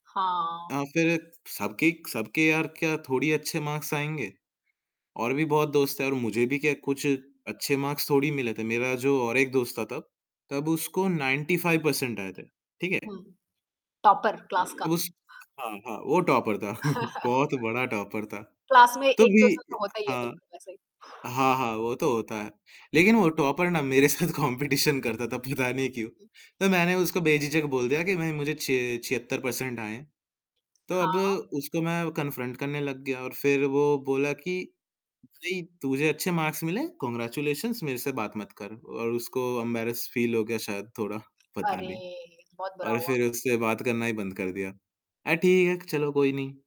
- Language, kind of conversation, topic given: Hindi, podcast, आपकी किसी एक दोस्ती की शुरुआत कैसे हुई और उससे जुड़ा कोई यादगार किस्सा क्या है?
- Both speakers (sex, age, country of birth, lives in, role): female, 20-24, India, India, host; male, 20-24, India, India, guest
- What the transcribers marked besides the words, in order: static; in English: "मार्क्स"; in English: "मार्क्स"; in English: "नाइंटी फाइव परसेंट"; in English: "टॉपर, क्लास"; other background noise; in English: "टॉपर"; laugh; chuckle; in English: "टॉपर"; in English: "क्लास"; in English: "टॉपर"; laughing while speaking: "मेरे साथ कॉम्पिटिशन करता था पता नहीं क्यों"; in English: "कॉम्पिटिशन"; in English: "कन्फ्रेंट"; in English: "मार्क्स"; in English: "कांग्रेचुलेशंस"; in English: "एम्बैरस फील"